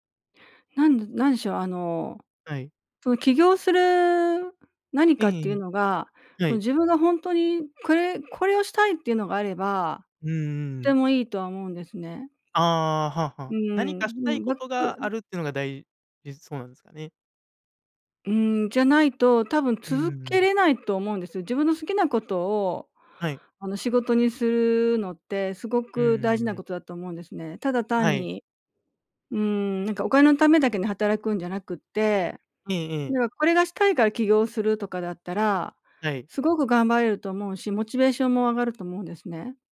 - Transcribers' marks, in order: other background noise
- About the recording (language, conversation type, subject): Japanese, advice, 起業すべきか、それとも安定した仕事を続けるべきかをどのように判断すればよいですか？